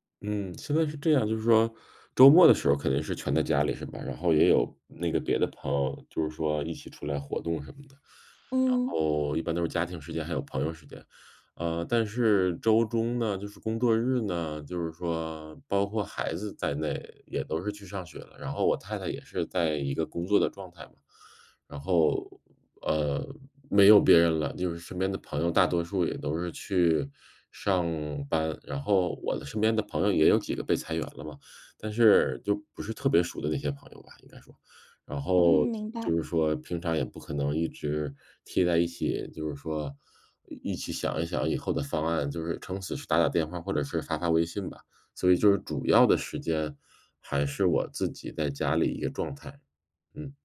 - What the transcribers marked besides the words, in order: other background noise
- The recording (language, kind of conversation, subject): Chinese, advice, 当熟悉感逐渐消失时，我该如何慢慢放下并适应？